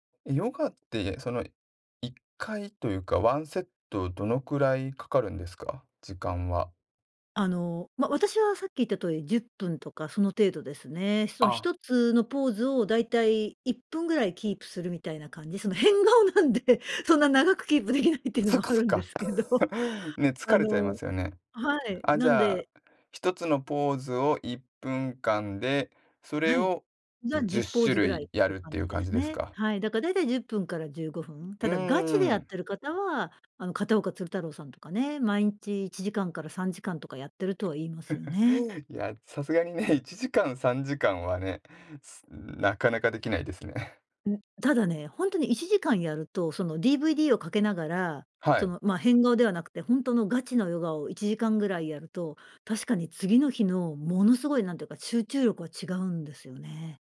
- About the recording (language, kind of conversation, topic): Japanese, podcast, 運動を続けるためのモチベーションは、どうやって保っていますか？
- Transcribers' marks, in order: tapping; laughing while speaking: "変顔なんでそんな長く … るんですけど"; laugh; giggle; laughing while speaking: "さすがにね"